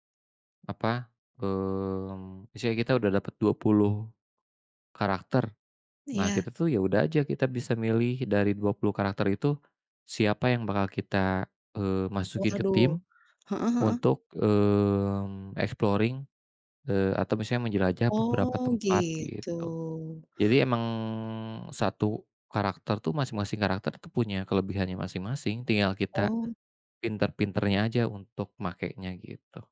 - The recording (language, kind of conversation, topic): Indonesian, unstructured, Apa cara favorit Anda untuk bersantai setelah hari yang panjang?
- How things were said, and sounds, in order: in English: "exploring"